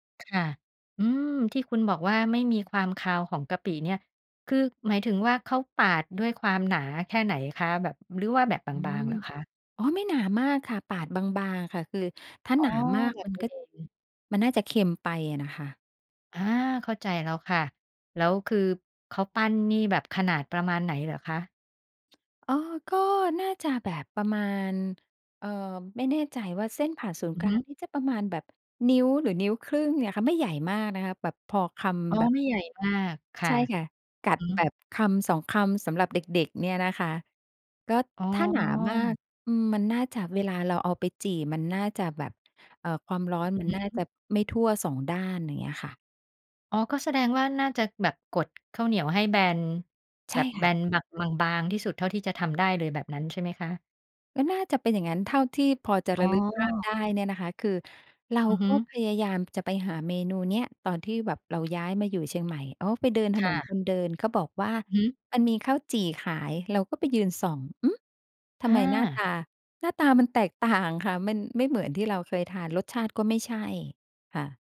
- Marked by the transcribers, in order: other background noise
- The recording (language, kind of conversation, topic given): Thai, podcast, อาหารจานไหนที่ทำให้คุณคิดถึงคนในครอบครัวมากที่สุด?